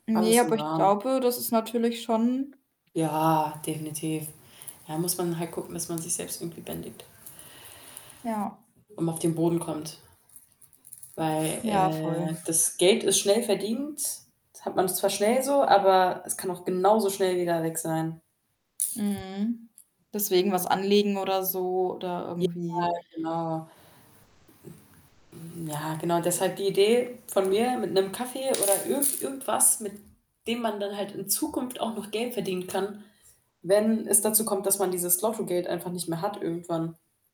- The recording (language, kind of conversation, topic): German, unstructured, Was würdest du tun, wenn du viel Geld gewinnen würdest?
- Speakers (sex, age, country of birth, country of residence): female, 20-24, Germany, Germany; female, 25-29, Germany, Germany
- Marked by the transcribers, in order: other background noise; static; distorted speech